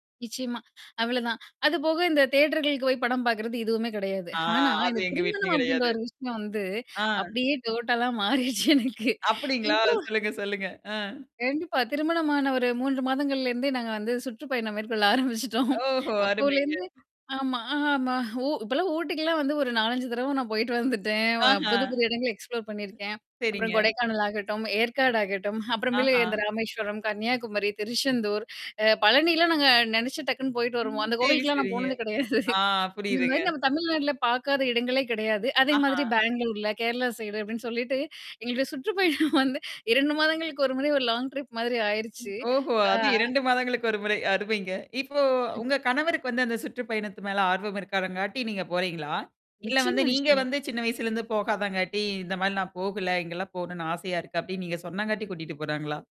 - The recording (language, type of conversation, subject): Tamil, podcast, திருமணத்துக்குப் பிறகு உங்கள் வாழ்க்கையில் ஏற்பட்ட முக்கியமான மாற்றங்கள் என்னென்ன?
- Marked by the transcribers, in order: in English: "தியேட்டர்களுக்கு"; laughing while speaking: "அப்பிடியே டோட்டலா மாறிருச்சு எனக்கு. இவ்ளோ"; in English: "டோட்டலா"; laughing while speaking: "மேற்கொள்ள ஆரம்பிச்சுட்டோம்"; other noise; in English: "எக்ஸ்ப்ளோர்"; other background noise; laughing while speaking: "போனது கிடையாது"; in English: "சைடு"; laughing while speaking: "எங்களுடைய சுற்றுப்பயணம் வந்து"; in English: "லாங் ட்ரிப்"; distorted speech